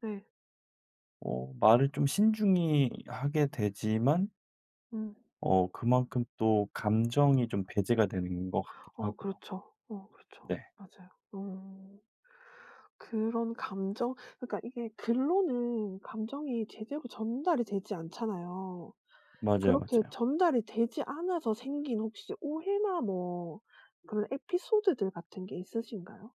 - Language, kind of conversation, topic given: Korean, podcast, 온라인에서 대화할 때와 직접 만나 대화할 때는 어떤 점이 다르다고 느끼시나요?
- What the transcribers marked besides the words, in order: other background noise; tapping